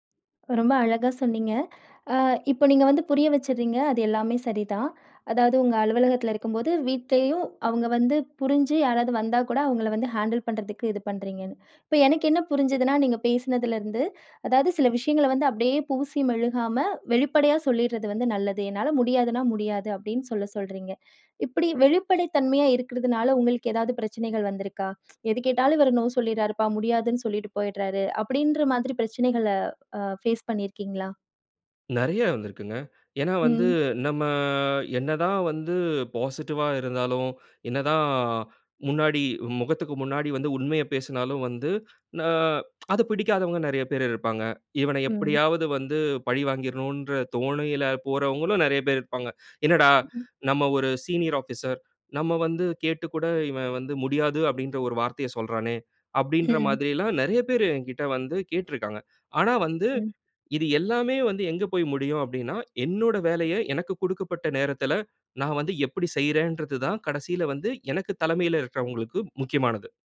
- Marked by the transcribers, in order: in English: "ஹேண்டில்"; inhale; tsk; drawn out: "நம்ம"; tsk; in English: "சீனியர் ஆபீஸர்"
- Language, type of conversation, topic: Tamil, podcast, வேலை-வீட்டு சமநிலையை நீங்கள் எப்படிக் காப்பாற்றுகிறீர்கள்?